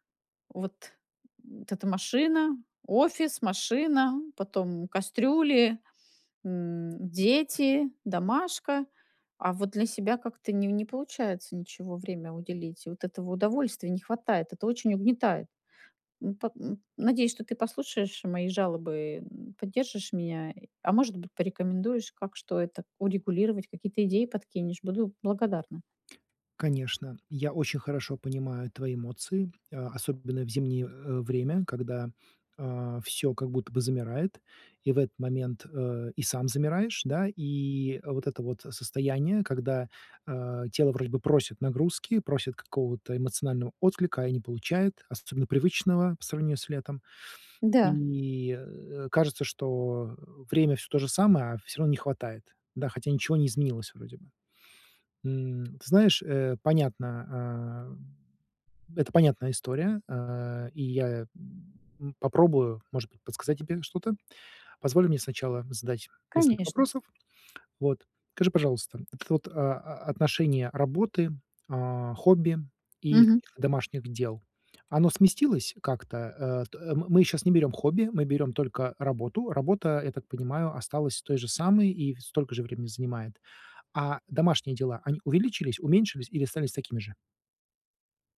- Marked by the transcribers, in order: other background noise; grunt; grunt; other noise; tapping
- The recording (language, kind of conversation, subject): Russian, advice, Как мне лучше совмещать работу и личные увлечения?